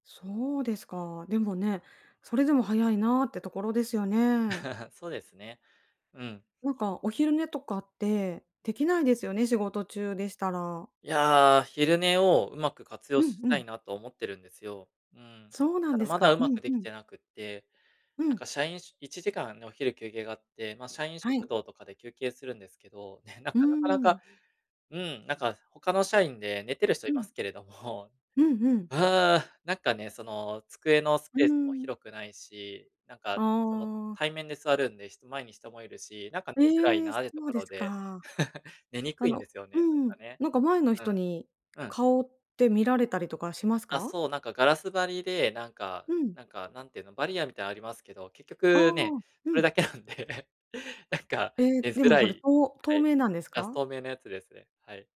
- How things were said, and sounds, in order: laugh; chuckle; tapping; laughing while speaking: "なんで、なんか"
- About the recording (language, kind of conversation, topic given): Japanese, advice, 疲れをためずに元気に過ごすにはどうすればいいですか？